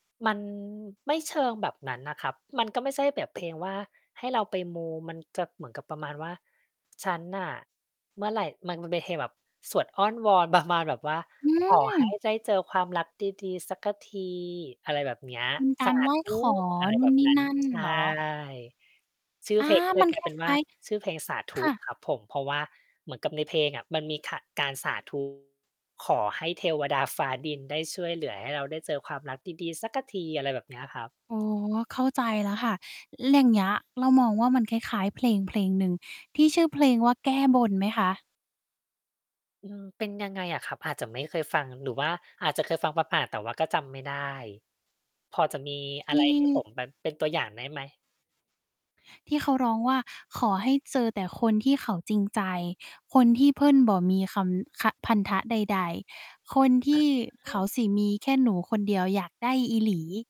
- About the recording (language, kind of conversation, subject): Thai, podcast, เพลงอะไรที่บอกความเป็นตัวคุณได้ดีที่สุด?
- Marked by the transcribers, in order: mechanical hum; distorted speech; static; tapping